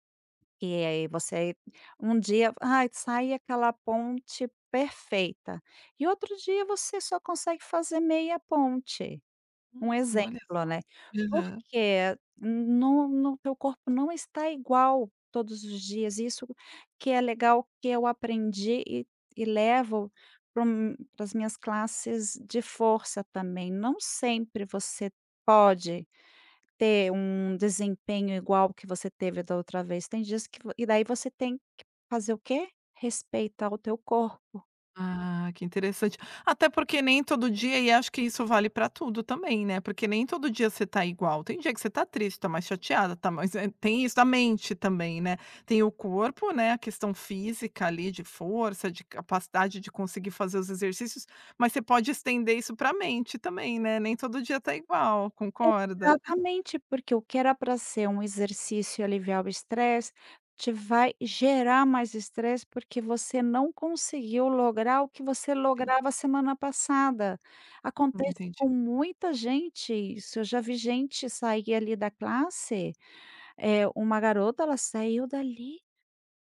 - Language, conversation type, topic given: Portuguese, podcast, Me conta um hábito que te ajuda a aliviar o estresse?
- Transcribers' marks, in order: tapping; other background noise